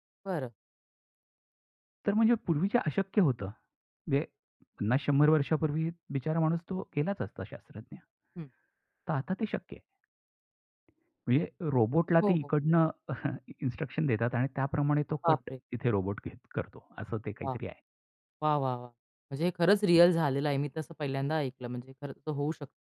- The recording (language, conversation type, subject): Marathi, podcast, आरोग्य क्षेत्रात तंत्रज्ञानामुळे कोणते बदल घडू शकतात, असे तुम्हाला वाटते का?
- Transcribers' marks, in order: tapping; chuckle; in English: "इन्स्ट्रक्शन"